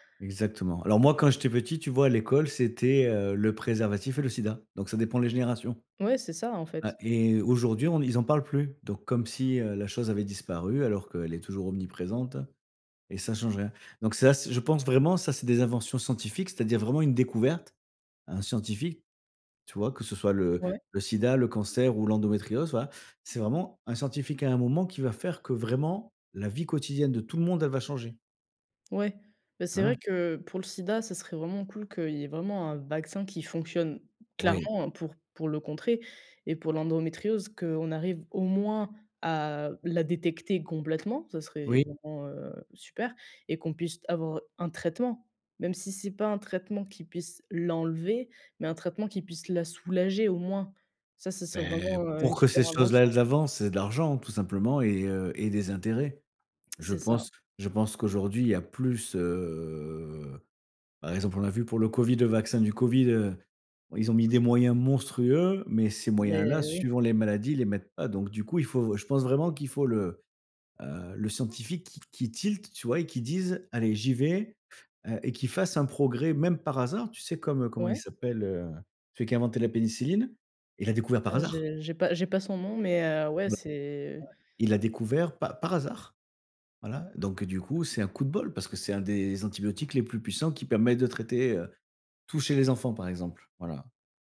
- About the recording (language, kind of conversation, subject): French, unstructured, Quelle invention scientifique aurait changé ta vie ?
- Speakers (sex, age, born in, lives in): female, 20-24, France, France; male, 45-49, France, France
- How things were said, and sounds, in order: stressed: "clairement"; stressed: "traitement"; stressed: "l'enlever"; drawn out: "heu"; stressed: "monstrueux"